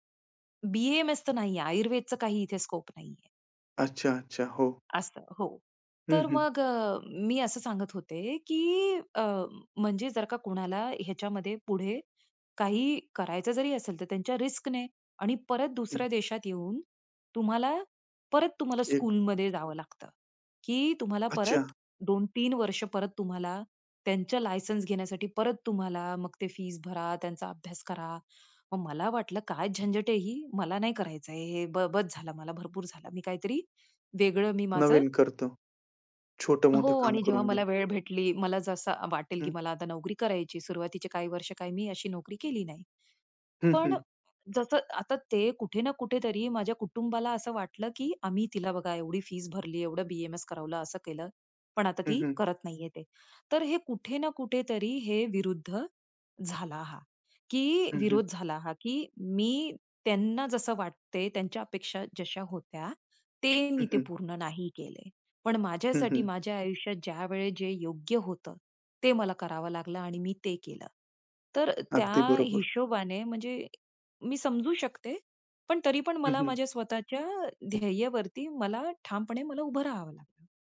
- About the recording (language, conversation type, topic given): Marathi, podcast, निर्णय घेताना कुटुंबाचा दबाव आणि स्वतःचे ध्येय तुम्ही कसे जुळवता?
- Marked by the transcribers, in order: in English: "स्कोप"; in English: "रिस्कने"; in English: "स्कूलमध्ये"; tapping; other noise